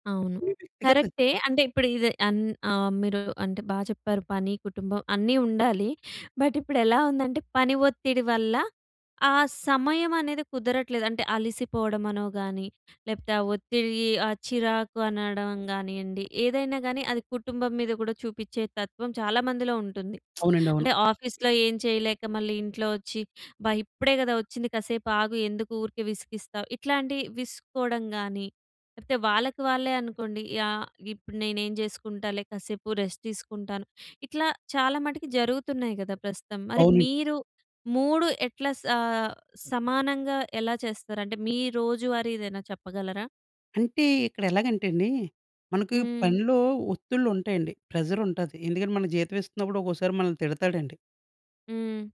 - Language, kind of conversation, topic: Telugu, podcast, పని, కుటుంబం, వ్యక్తిగత సమయానికి మీరు ఏ విధంగా ప్రాధాన్యత ఇస్తారు?
- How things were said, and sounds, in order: in English: "బట్"; lip smack; in English: "ఆఫీస్‌లో"; in English: "రెస్ట్"